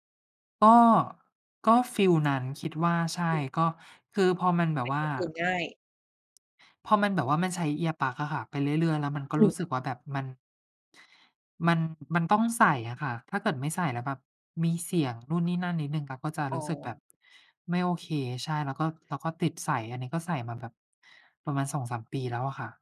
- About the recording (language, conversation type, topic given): Thai, unstructured, คุณมีวิธีจัดการกับความเครียดในชีวิตประจำวันอย่างไร?
- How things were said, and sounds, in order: in English: "Earplug"